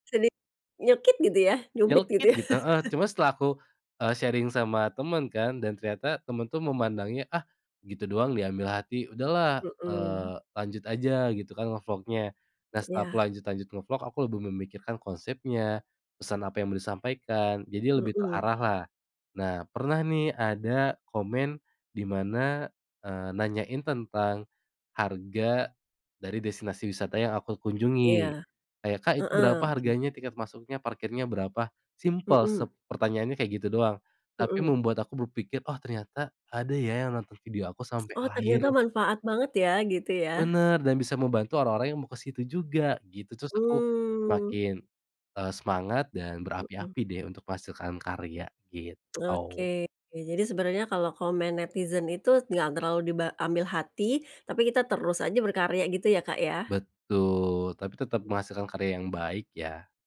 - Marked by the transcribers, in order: laugh; in English: "sharing"
- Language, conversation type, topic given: Indonesian, podcast, Bagaimana kamu menjaga konsistensi berkarya di tengah kesibukan?
- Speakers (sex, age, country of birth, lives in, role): female, 45-49, Indonesia, Indonesia, host; male, 25-29, Indonesia, Indonesia, guest